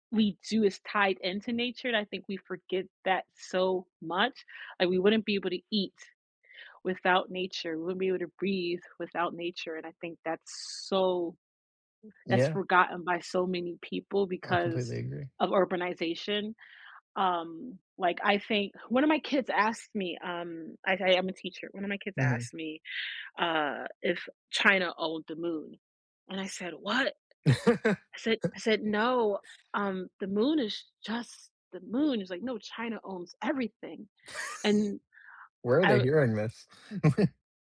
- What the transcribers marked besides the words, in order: other background noise; stressed: "so"; laugh; tapping; laugh; chuckle
- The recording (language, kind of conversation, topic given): English, unstructured, What can we learn from spending time in nature?
- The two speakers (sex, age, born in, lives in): female, 35-39, United States, United States; male, 20-24, United States, United States